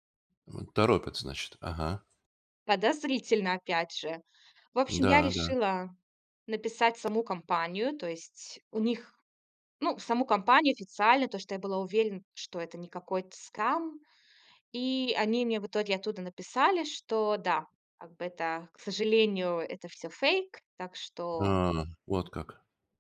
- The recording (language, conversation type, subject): Russian, podcast, Как ты проверяешь новости в интернете и где ищешь правду?
- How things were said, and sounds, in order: none